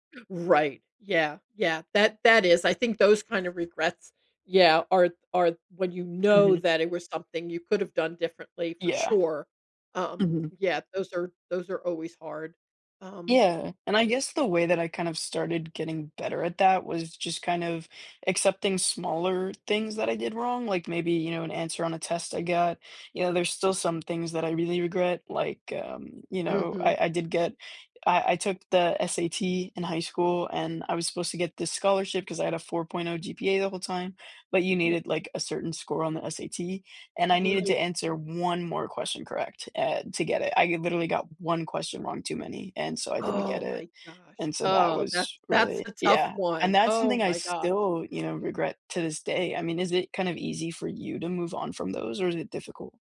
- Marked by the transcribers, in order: tapping; other background noise
- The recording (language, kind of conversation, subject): English, unstructured, Do you think regret can help us grow or change for the better?
- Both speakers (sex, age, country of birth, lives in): female, 60-64, United States, United States; male, 18-19, United States, United States